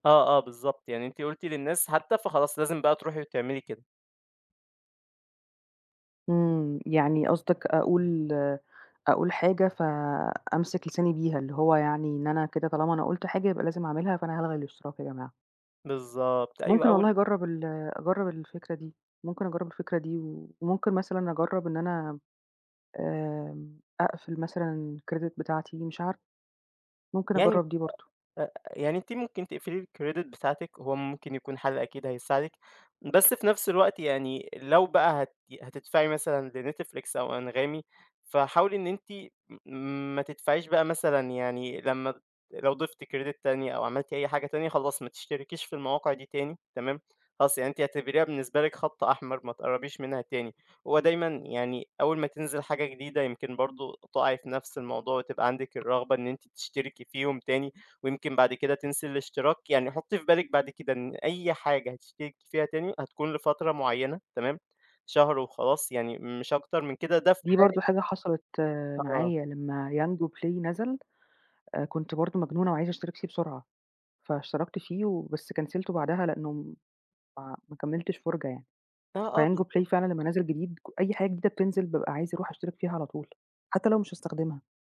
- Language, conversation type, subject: Arabic, advice, إزاي أسيطر على الاشتراكات الشهرية الصغيرة اللي بتتراكم وبتسحب من ميزانيتي؟
- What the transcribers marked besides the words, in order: tapping; in English: "الcredit"; in English: "الcredit"; in English: "credit"; in English: "كنسلته"